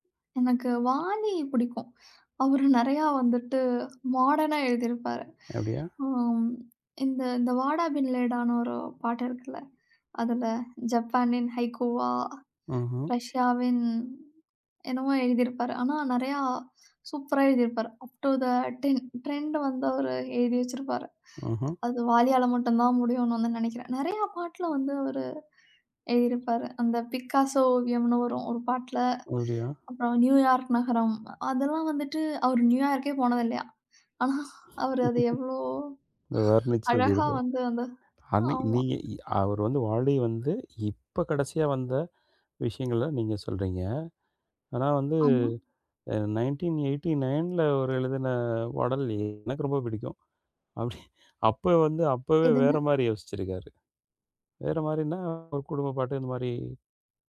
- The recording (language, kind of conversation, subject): Tamil, podcast, ஒரு பாடலில் மெலடியும் வரிகளும் இதில் எது அதிகம் முக்கியம்?
- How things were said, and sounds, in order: other background noise; in English: "மாடர்னா"; in English: "ஆப் டு த டின் ட்ரெண்ட்"; unintelligible speech; laugh; laughing while speaking: "ஆனா"; in English: "நைன்டீன் எய்டி நைன்ல"; laughing while speaking: "அப்படி"